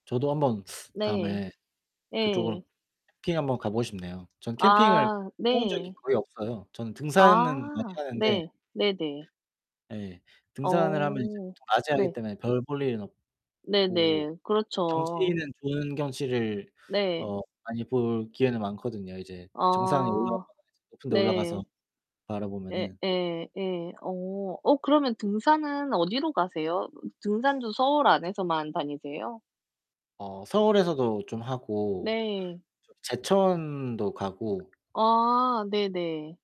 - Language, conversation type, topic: Korean, unstructured, 가장 좋아하는 자연 풍경은 어디인가요?
- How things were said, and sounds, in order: other background noise; distorted speech; static